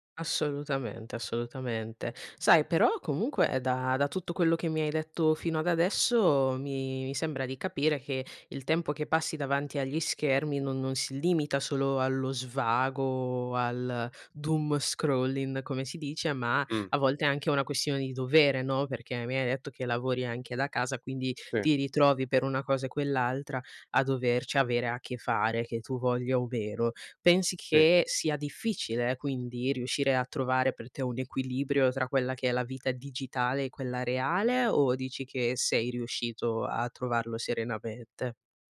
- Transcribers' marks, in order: in English: "doom scrolling"
- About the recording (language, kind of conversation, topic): Italian, podcast, Cosa fai per limitare il tempo davanti agli schermi?